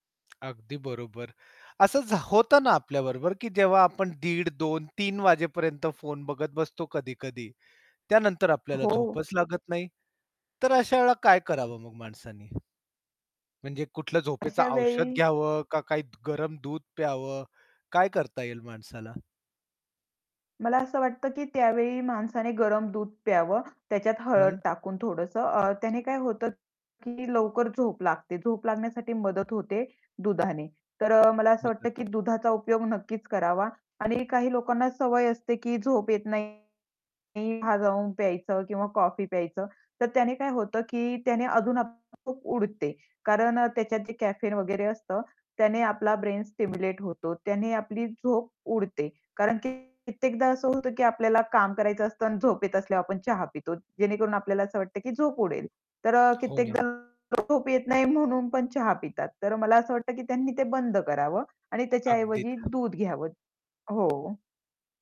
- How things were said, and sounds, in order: tapping; static; other background noise; distorted speech; in English: "कॅफेन"; in English: "ब्रेन स्टिम्युलेट"
- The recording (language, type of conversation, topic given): Marathi, podcast, तुम्ही रात्री फोनचा वापर कसा नियंत्रित करता, आणि त्यामुळे तुमची झोप प्रभावित होते का?